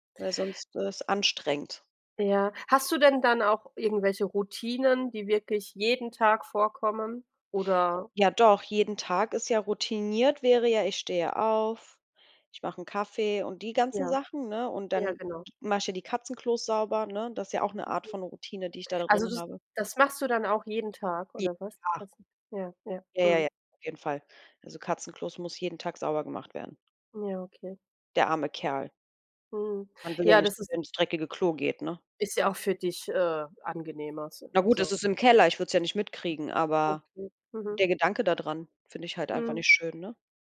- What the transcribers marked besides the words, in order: other background noise; unintelligible speech; unintelligible speech
- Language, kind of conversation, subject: German, unstructured, Wie organisierst du deinen Tag, damit du alles schaffst?